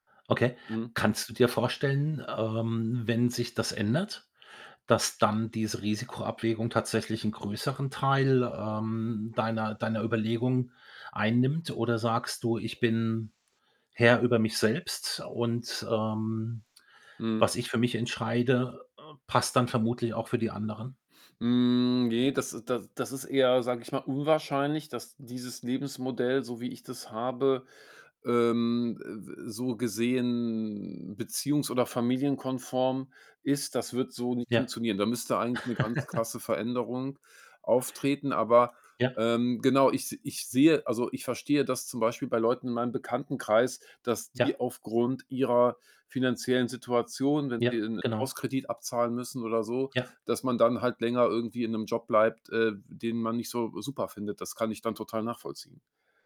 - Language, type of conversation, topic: German, podcast, Was bedeutet für dich eigentlich ein erfüllender Job?
- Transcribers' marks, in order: other background noise; distorted speech; chuckle